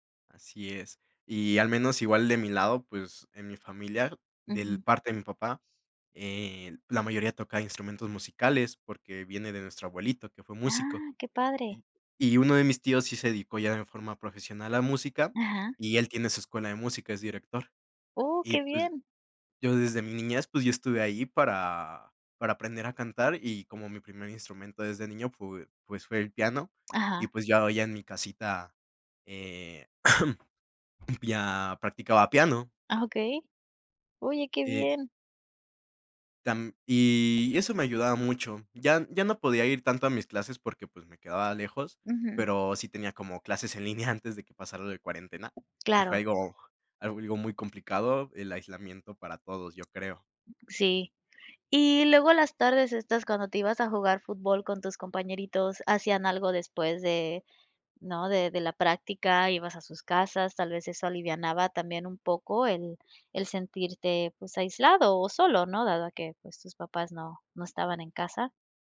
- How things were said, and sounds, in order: cough; laughing while speaking: "en línea"; other background noise
- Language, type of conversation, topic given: Spanish, podcast, ¿Qué haces cuando te sientes aislado?